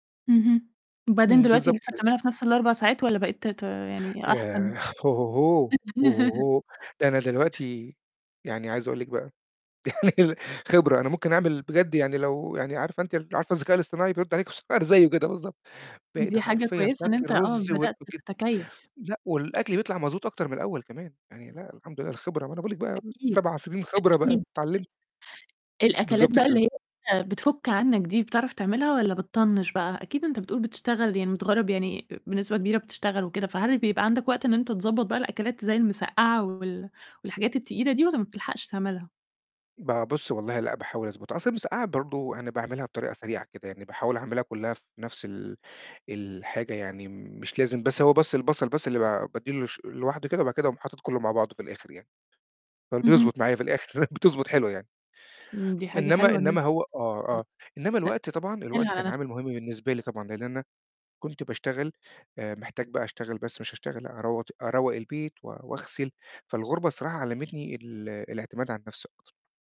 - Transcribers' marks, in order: distorted speech; chuckle; singing: "هو هو هو! هو هو هو"; laugh; giggle; laughing while speaking: "يعني خبرة"; unintelligible speech; unintelligible speech; static; laugh; unintelligible speech
- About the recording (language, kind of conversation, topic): Arabic, podcast, إيه أكتر أكلة بتهون عليك لما تكون مضايق أو زعلان؟